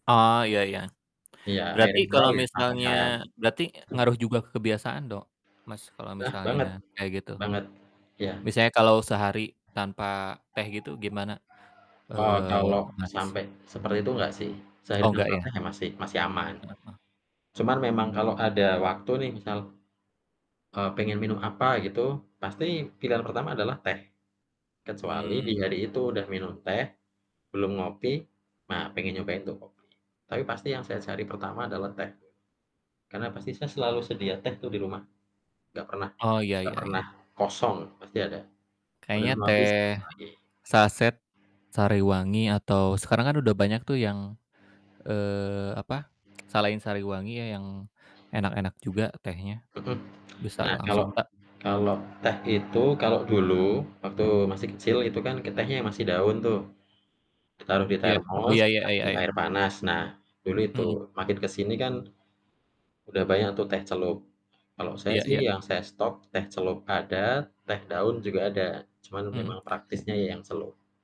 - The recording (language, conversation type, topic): Indonesian, unstructured, Antara kopi dan teh, mana yang lebih sering Anda pilih?
- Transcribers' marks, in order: distorted speech; mechanical hum; static; other animal sound; unintelligible speech; other background noise; tsk; tapping